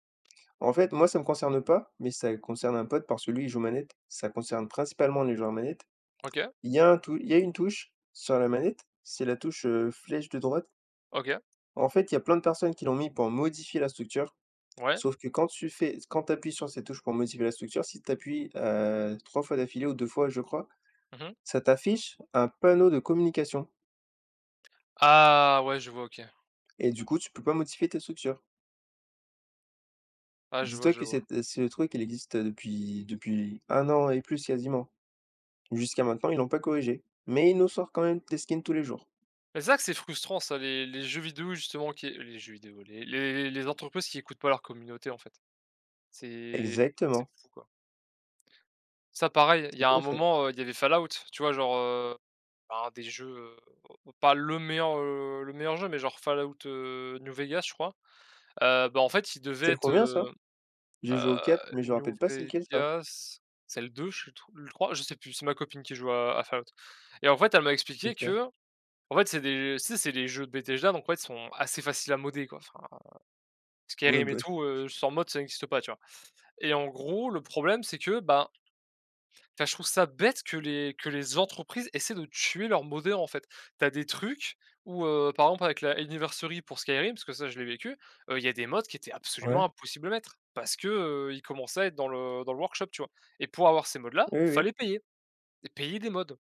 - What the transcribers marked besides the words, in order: tapping; other background noise
- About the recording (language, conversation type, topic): French, unstructured, Qu’est-ce qui te frustre le plus dans les jeux vidéo aujourd’hui ?